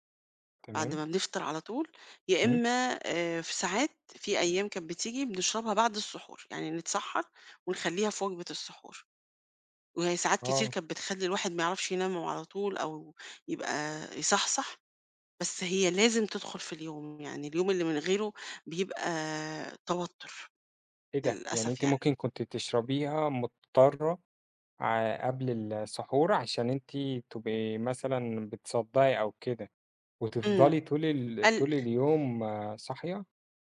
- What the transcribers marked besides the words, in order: tapping
- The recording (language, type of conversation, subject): Arabic, podcast, قهوة ولا شاي الصبح؟ إيه السبب؟